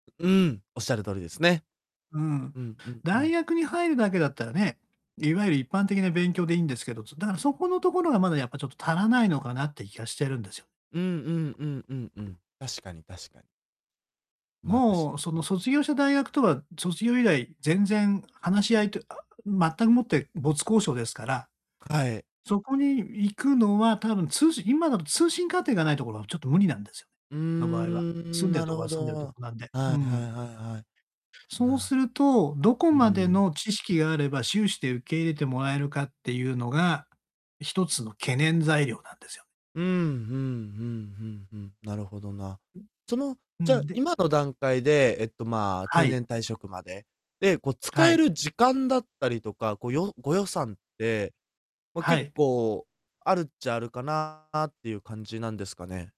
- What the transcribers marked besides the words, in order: distorted speech
- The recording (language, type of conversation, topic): Japanese, advice, 大学進学や資格取得のために学び直すべきか迷っていますか？